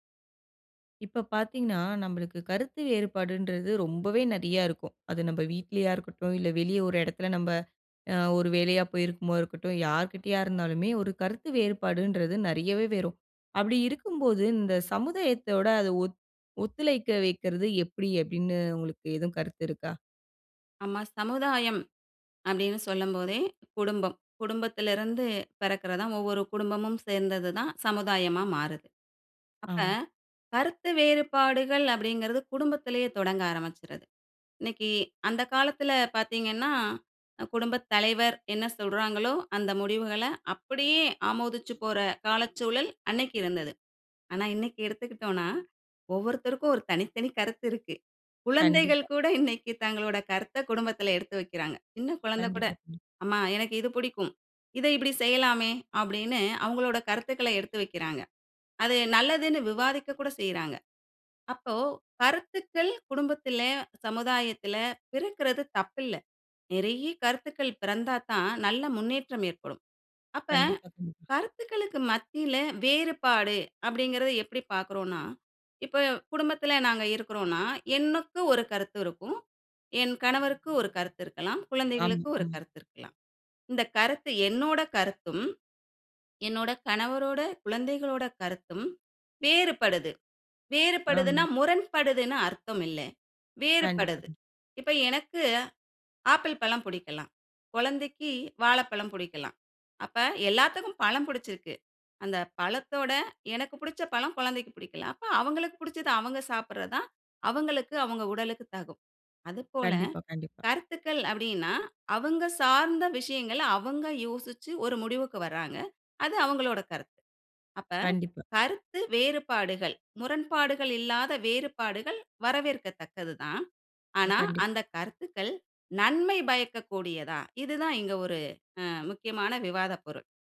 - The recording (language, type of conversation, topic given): Tamil, podcast, கருத்து வேறுபாடுகள் இருந்தால் சமுதாயம் எப்படித் தன்னிடையே ஒத்துழைப்பை உருவாக்க முடியும்?
- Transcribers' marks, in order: other background noise; laughing while speaking: "இன்னைக்கு"